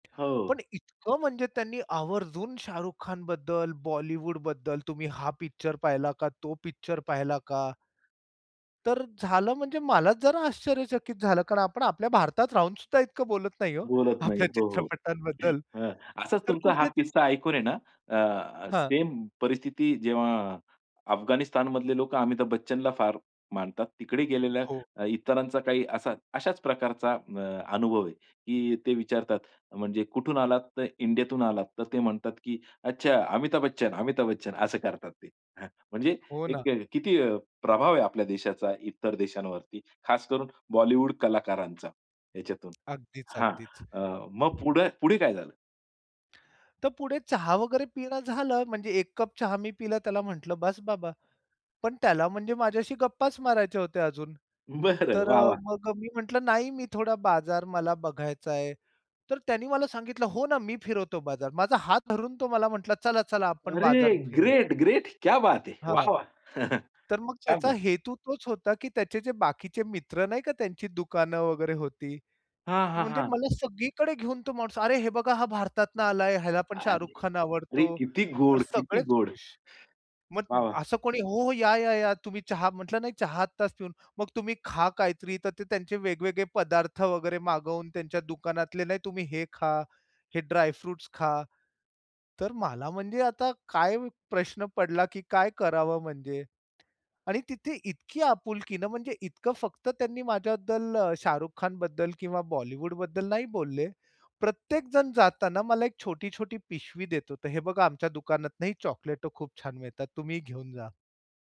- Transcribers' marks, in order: other background noise; laughing while speaking: "आपल्या चित्रपटांबद्दल"; throat clearing; laughing while speaking: "बरं"; joyful: "अरे ग्रेट! ग्रेट! क्या बात है. वाह! वाह!"; in Hindi: "क्या बात है"; chuckle; in English: "ड्राय फ्रुट्स"
- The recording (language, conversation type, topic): Marathi, podcast, तुझा एखाद्या स्थानिक बाजारातला मजेदार अनुभव सांगशील का?